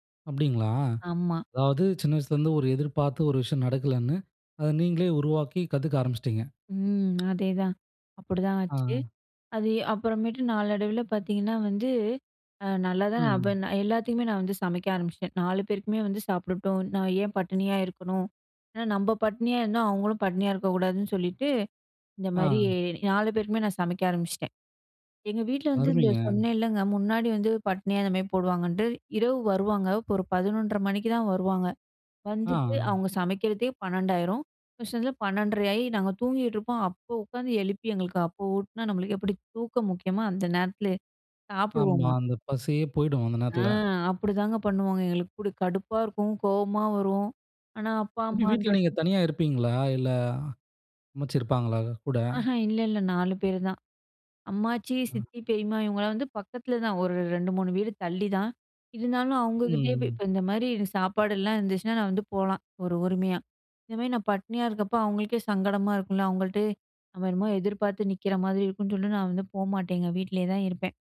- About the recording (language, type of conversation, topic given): Tamil, podcast, சிறு வயதில் கற்றுக்கொண்டது இன்றும் உங்களுக்கு பயனாக இருக்கிறதா?
- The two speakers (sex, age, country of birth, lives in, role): female, 25-29, India, India, guest; male, 25-29, India, India, host
- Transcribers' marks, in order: drawn out: "ம்"; other background noise; drawn out: "ம்"